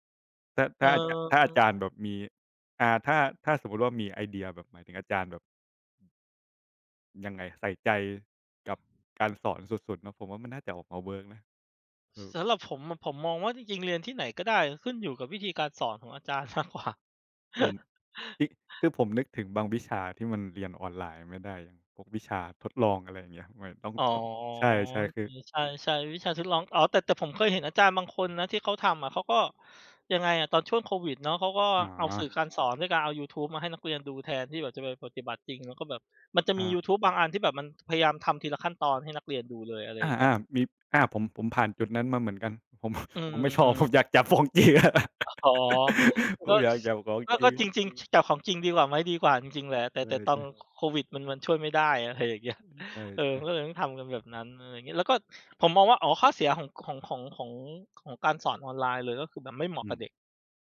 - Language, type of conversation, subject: Thai, unstructured, คุณคิดว่าการเรียนออนไลน์ดีกว่าการเรียนในห้องเรียนหรือไม่?
- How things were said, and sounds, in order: tapping; laughing while speaking: "มากกว่า"; chuckle; drawn out: "อ๋อ"; background speech; laughing while speaking: "อยากจับของจริง"; laugh